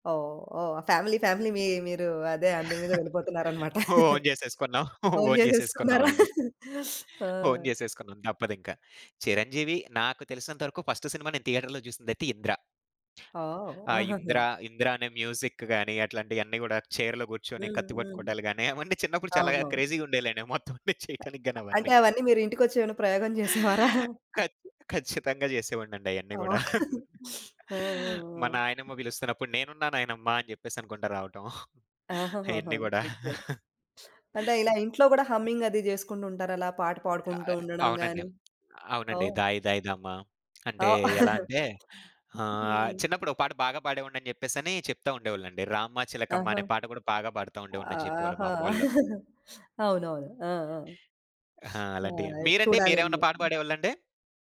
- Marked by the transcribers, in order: in English: "ఫ్యామిలీ, ఫ్యామిలీ"; laughing while speaking: "ఓన్ జెసేసుకున్నాం. ఓన్ జేసేసుకున్నావండి. ఓన్ చేసేసుకున్నాం, తప్పదింక"; in English: "ఓన్"; in English: "ఓన్"; in English: "ఓన్"; chuckle; in English: "ఓన్"; chuckle; in English: "ఫస్ట్"; in English: "థియేటర్‌లో"; in English: "మ్యూజిక్"; in English: "చెయిర్‌లో"; laughing while speaking: "ఆ మొత్తవన్ని చేయటానికి గానీ అవన్నీ"; other noise; laughing while speaking: "జేసేవారా?"; chuckle; laugh; other background noise; tapping; chuckle; laughing while speaking: "అయన్నీ గూడా"; chuckle; chuckle; chuckle
- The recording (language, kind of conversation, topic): Telugu, podcast, నువ్వు ఒక పాటను ఎందుకు ఆపకుండా మళ్లీ మళ్లీ వింటావు?